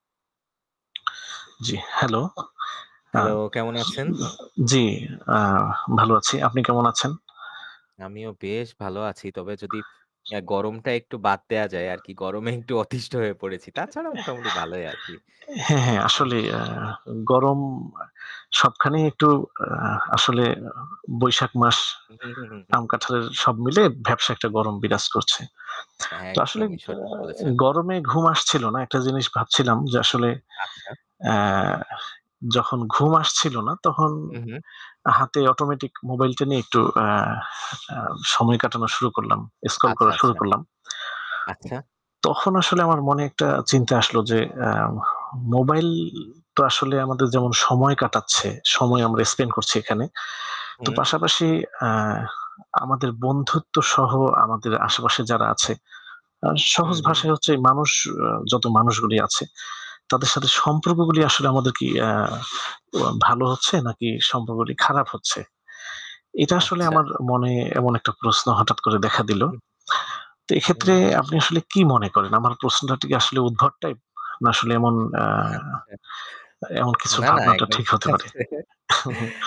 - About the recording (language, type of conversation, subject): Bengali, unstructured, আপনার মতে মোবাইল ফোন সমাজে কী ধরনের প্রভাব ফেলছে?
- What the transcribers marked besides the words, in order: static; tapping; in English: "automatic"; in English: "Scroll"; in English: "spend"; laughing while speaking: "আচ্ছা"; chuckle